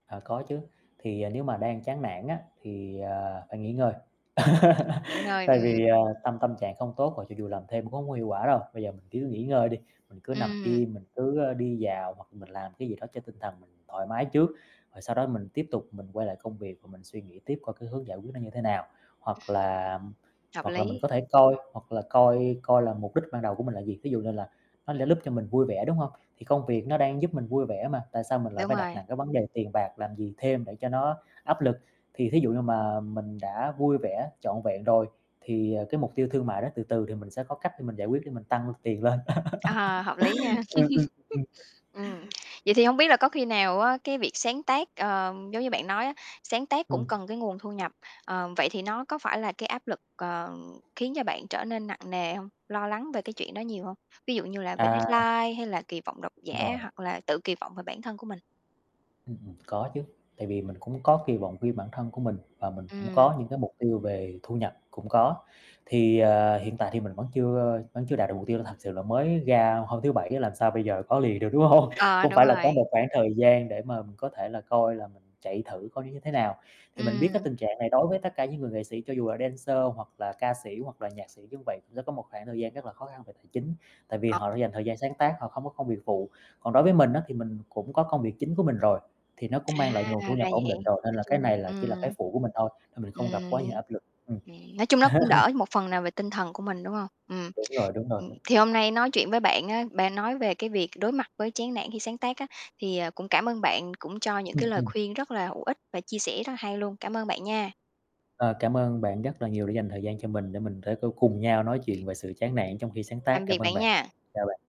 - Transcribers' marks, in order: other background noise; laugh; distorted speech; laugh; tapping; laugh; static; in English: "deadline"; laughing while speaking: "đúng hông?"; in English: "dancer"; unintelligible speech; unintelligible speech; laugh
- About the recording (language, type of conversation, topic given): Vietnamese, podcast, Bạn đối mặt với cảm giác chán nản khi sáng tác như thế nào?